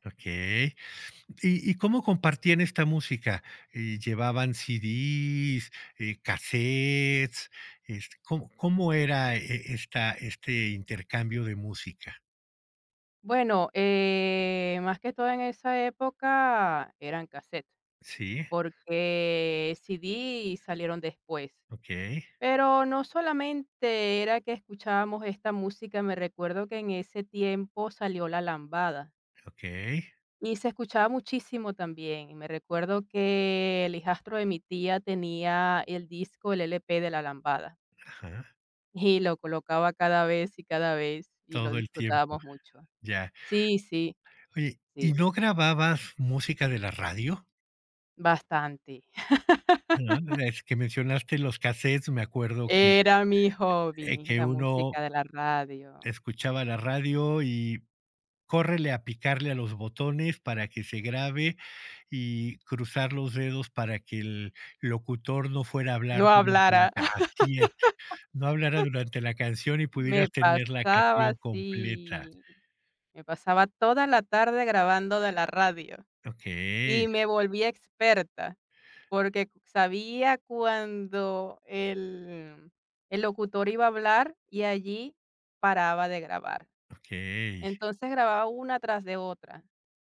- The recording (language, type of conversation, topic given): Spanish, podcast, Oye, ¿cómo descubriste la música que marcó tu adolescencia?
- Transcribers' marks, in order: chuckle; laugh